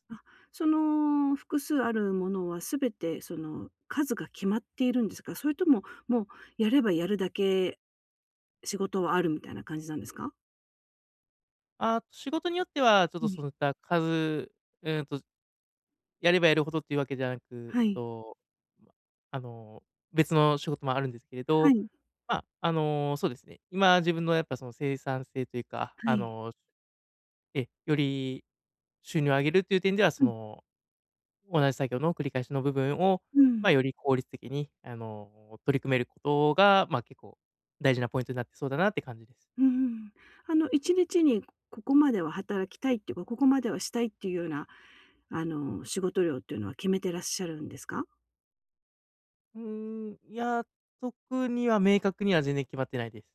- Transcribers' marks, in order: none
- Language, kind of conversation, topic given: Japanese, advice, 長くモチベーションを保ち、成功や進歩を記録し続けるにはどうすればよいですか？